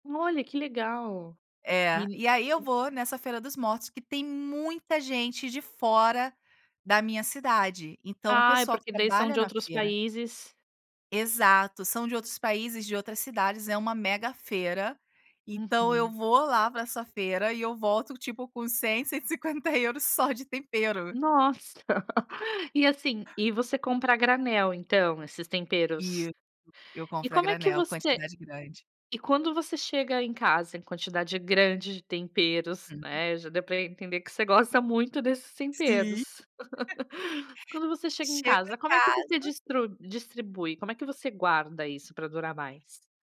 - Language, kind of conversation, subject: Portuguese, podcast, Que temperos você sempre tem na despensa e por quê?
- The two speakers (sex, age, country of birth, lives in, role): female, 35-39, Brazil, Italy, host; female, 40-44, Brazil, Italy, guest
- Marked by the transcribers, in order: tapping; laugh; laugh; chuckle